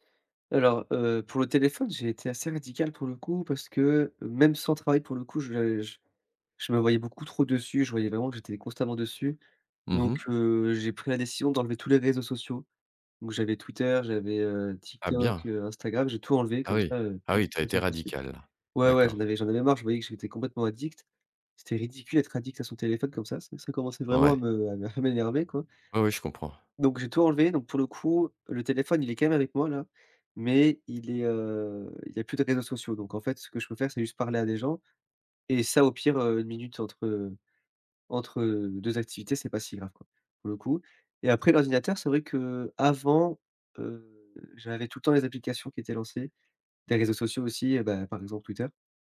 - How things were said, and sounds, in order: none
- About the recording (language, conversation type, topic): French, podcast, Comment aménages-tu ton espace de travail pour télétravailler au quotidien ?